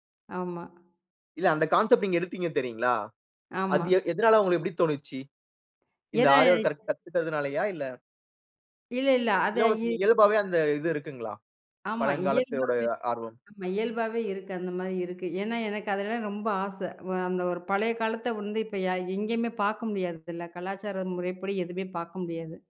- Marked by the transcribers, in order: in English: "கான்செப்ட்"; other background noise; in English: "ஆரிஒர்க்"
- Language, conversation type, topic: Tamil, podcast, புதிதாக ஏதாவது கற்றுக்கொள்ளும் போது வரும் மகிழ்ச்சியை நீண்டகாலம் எப்படி நிலைநிறுத்துவீர்கள்?